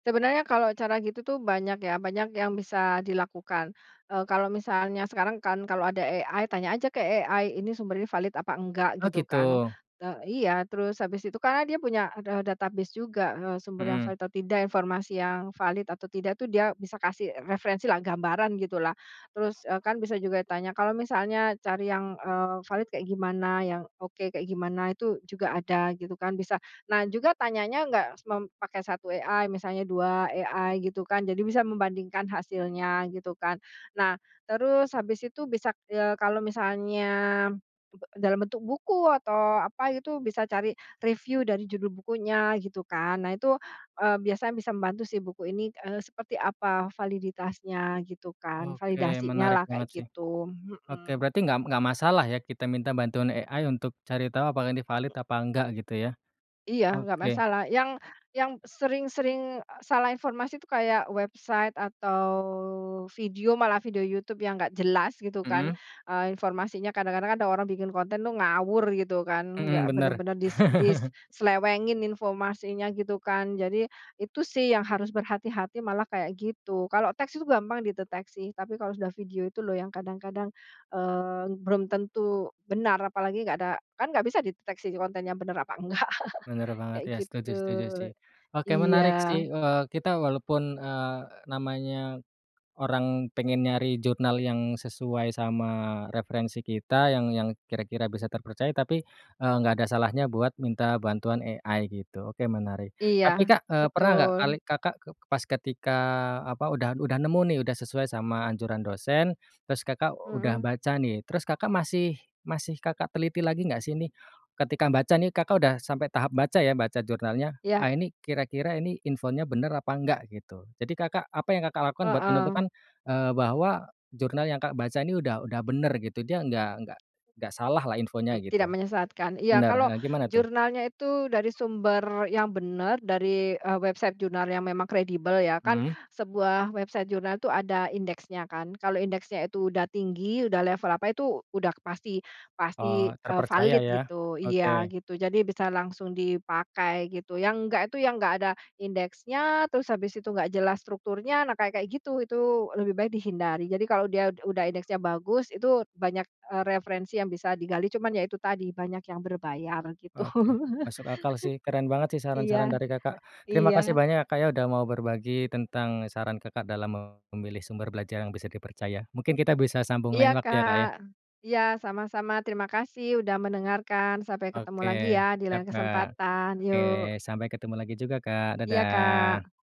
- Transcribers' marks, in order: in English: "AI"; in English: "AI"; in English: "AI"; in English: "AI"; in English: "AI"; other background noise; laugh; laughing while speaking: "nggak"; chuckle; in English: "AI"; tapping; laughing while speaking: "gitu"; laugh
- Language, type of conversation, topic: Indonesian, podcast, Bagaimana kamu memilih sumber belajar yang dapat dipercaya?